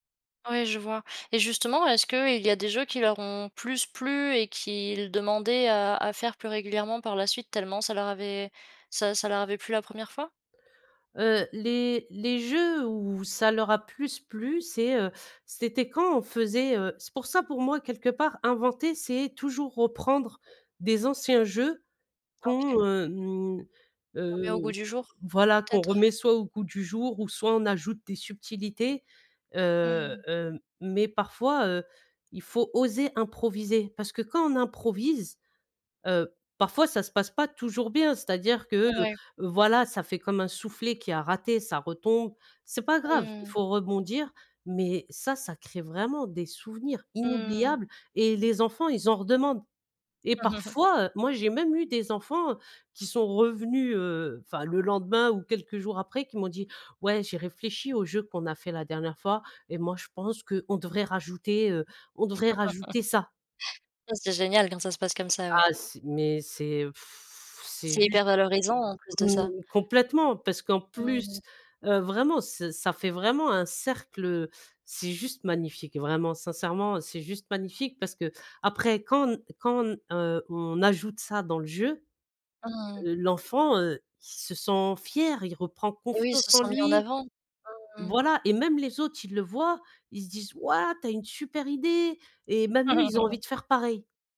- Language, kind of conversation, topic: French, podcast, Comment fais-tu pour inventer des jeux avec peu de moyens ?
- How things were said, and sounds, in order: other background noise; tapping; chuckle; laugh; blowing; chuckle